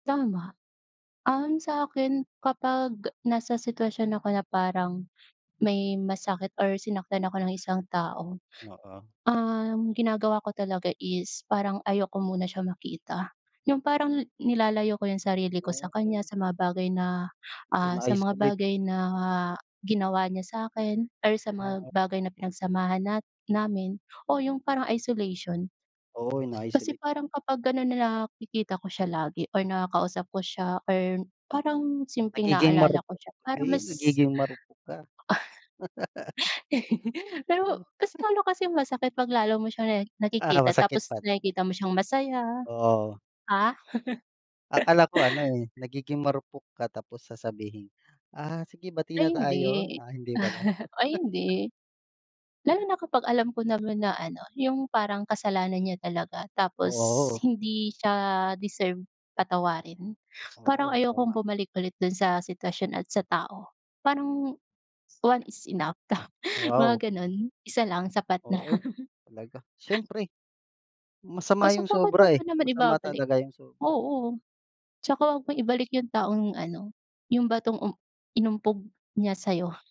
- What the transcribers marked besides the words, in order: tapping; other background noise; unintelligible speech; chuckle; chuckle; chuckle; in English: "one is enough"; chuckle; chuckle
- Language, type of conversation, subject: Filipino, unstructured, Paano mo tinutulungan ang sarili mo na makaahon mula sa masasakit na alaala?